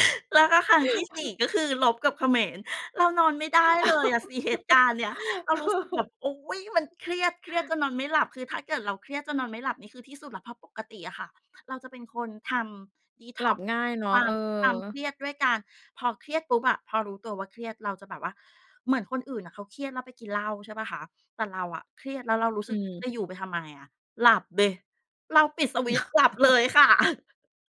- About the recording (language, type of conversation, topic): Thai, podcast, คุณเคยทำดีท็อกซ์ดิจิทัลไหม แล้วเป็นยังไง?
- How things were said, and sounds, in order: chuckle; laugh; chuckle